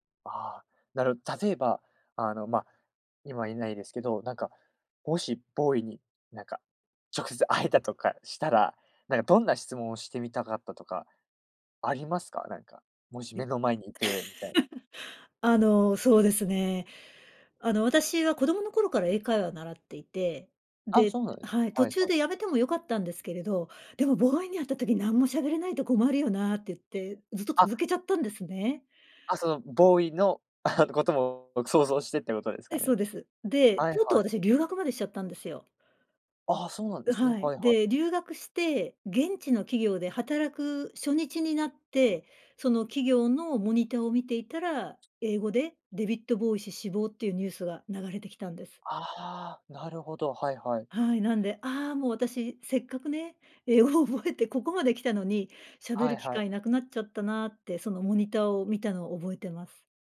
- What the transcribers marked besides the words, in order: laughing while speaking: "直接会えたとかしたら"; laugh; chuckle; other background noise; unintelligible speech; laughing while speaking: "英語を覚えて"
- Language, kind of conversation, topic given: Japanese, podcast, 自分の人生を表すプレイリストはどんな感じですか？